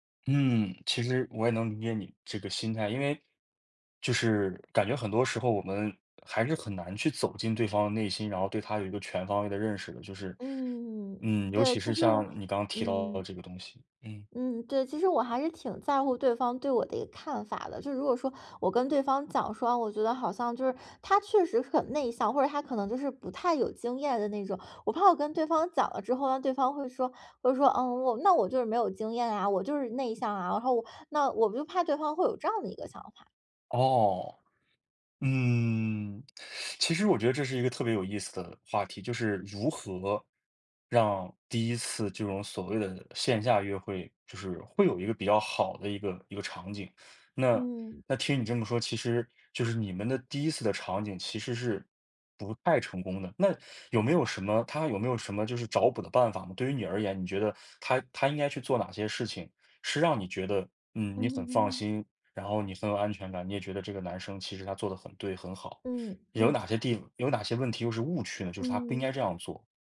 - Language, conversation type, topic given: Chinese, advice, 刚被拒绝恋爱或约会后，自信受损怎么办？
- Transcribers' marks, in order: drawn out: "嗯"; teeth sucking; other background noise